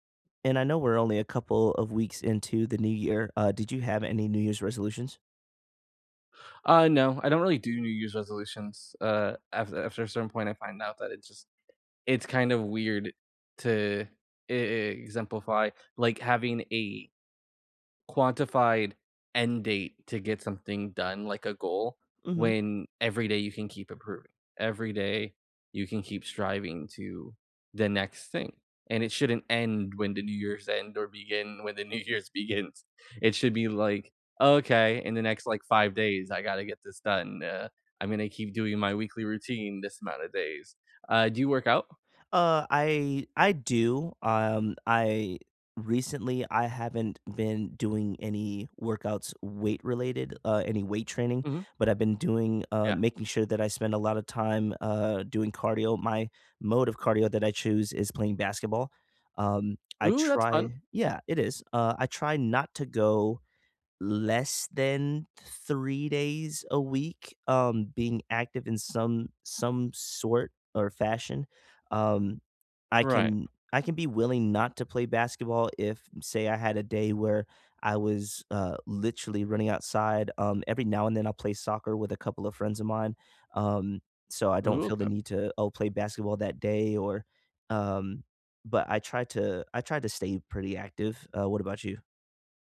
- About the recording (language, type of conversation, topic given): English, unstructured, What small step can you take today toward your goal?
- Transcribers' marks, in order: tapping; laughing while speaking: "New Year's begins"